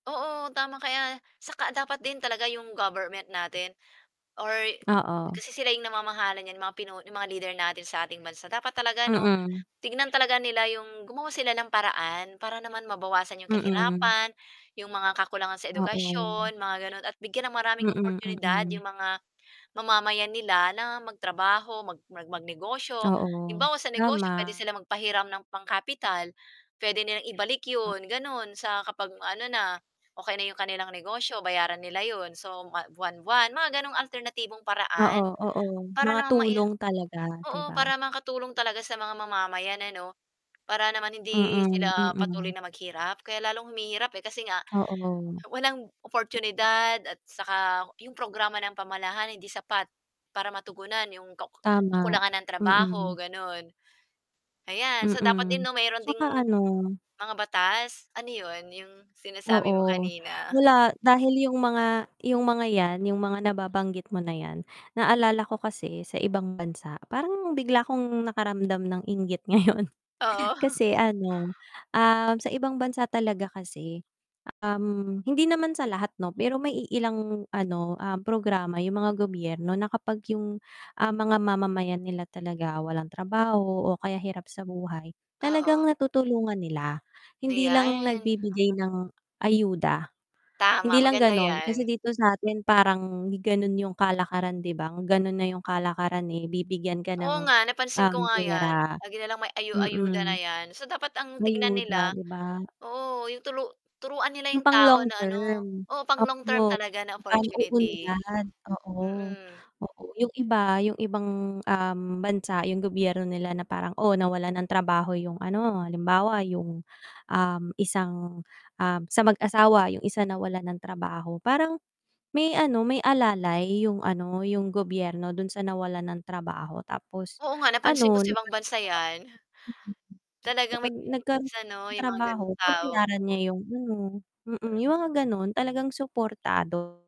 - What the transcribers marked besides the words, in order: other background noise; distorted speech; static; chuckle; tapping; unintelligible speech
- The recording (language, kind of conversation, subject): Filipino, unstructured, Sa tingin mo ba tama lang na iilan lang sa bansa ang mayaman?